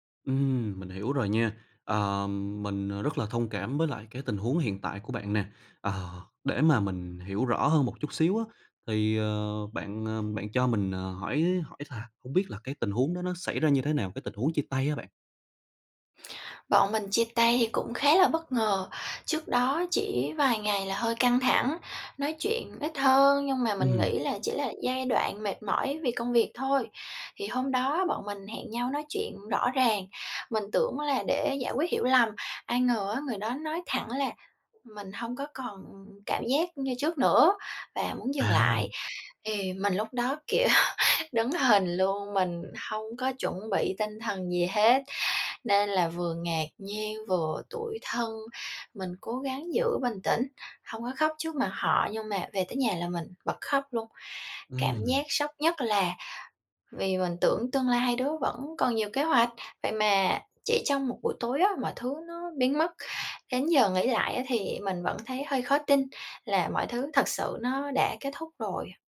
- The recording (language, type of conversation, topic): Vietnamese, advice, Làm sao để mình vượt qua cú chia tay đột ngột và xử lý cảm xúc của mình?
- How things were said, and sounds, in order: tapping; laughing while speaking: "kiểu"